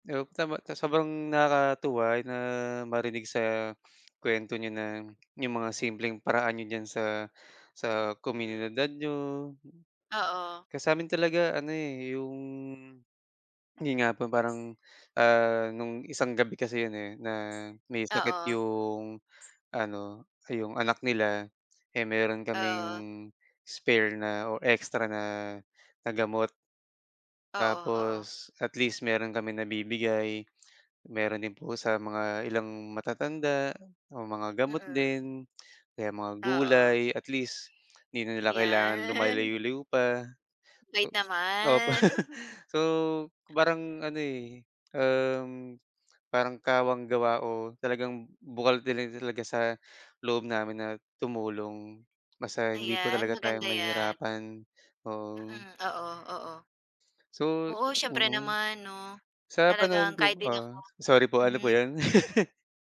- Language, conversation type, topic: Filipino, unstructured, Paano tayo makatutulong sa ating mga kapitbahay?
- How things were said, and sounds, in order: tapping; other background noise; laughing while speaking: "Yan"; chuckle; laughing while speaking: "Opo"; laugh